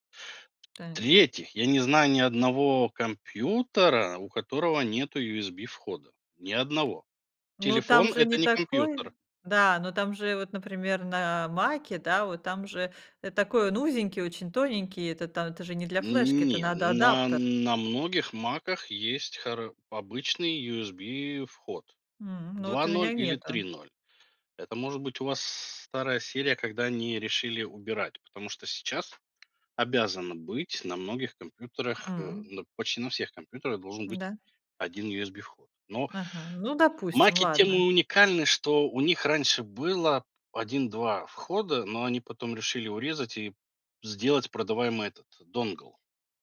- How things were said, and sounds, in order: tapping; other background noise; in English: "dongle"
- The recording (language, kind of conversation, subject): Russian, podcast, Как ты выбираешь пароли и где их лучше хранить?